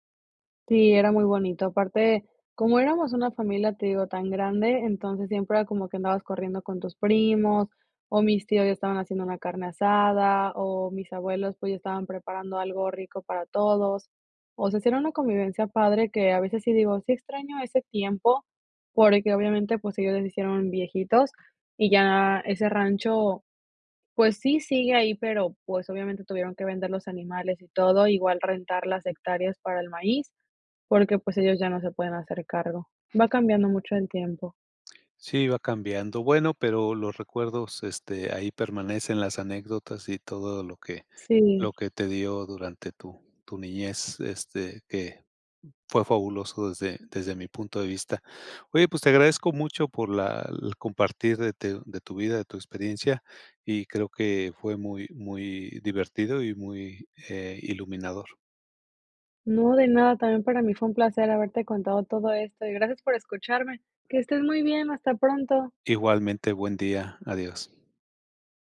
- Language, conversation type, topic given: Spanish, podcast, ¿Tienes alguna anécdota de viaje que todo el mundo recuerde?
- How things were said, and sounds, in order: other background noise